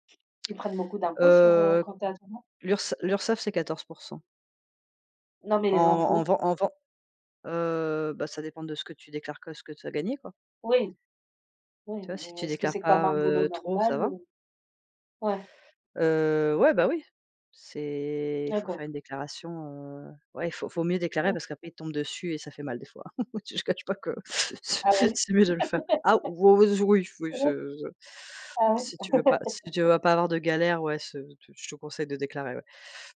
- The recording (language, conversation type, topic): French, unstructured, Comment une période de transition a-t-elle redéfini tes aspirations ?
- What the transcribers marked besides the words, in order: other background noise; tapping; chuckle; unintelligible speech; chuckle